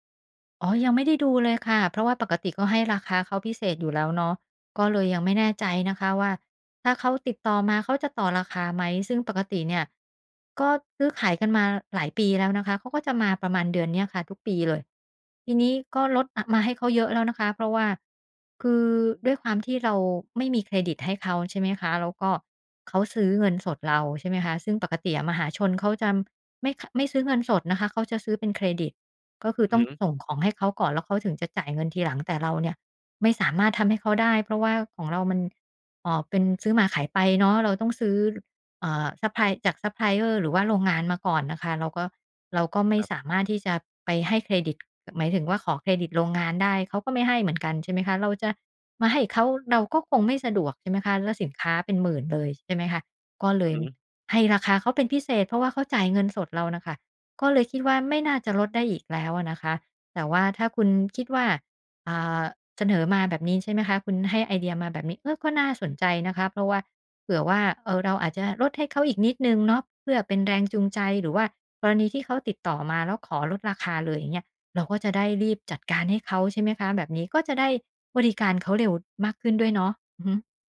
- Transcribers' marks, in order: in English: "ซัปพลาย"; in English: "ซัปพลายเออร์"
- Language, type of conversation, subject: Thai, advice, ฉันควรรับมือกับการคิดลบซ้ำ ๆ ที่ทำลายความมั่นใจในตัวเองอย่างไร?